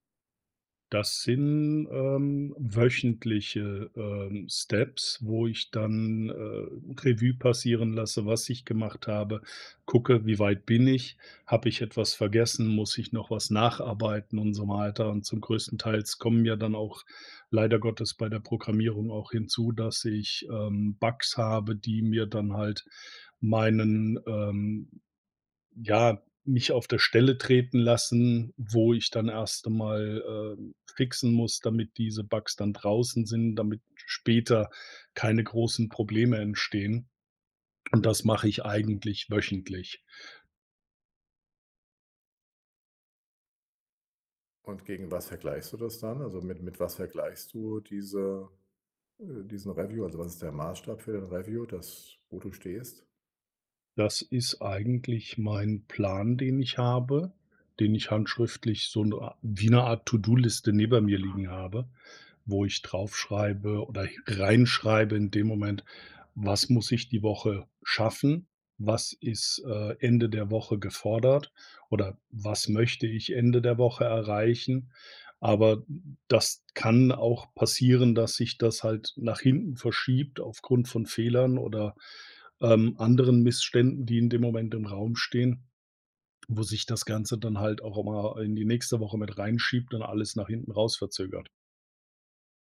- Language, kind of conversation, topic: German, advice, Wie kann ich Fortschritte bei gesunden Gewohnheiten besser erkennen?
- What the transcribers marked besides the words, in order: none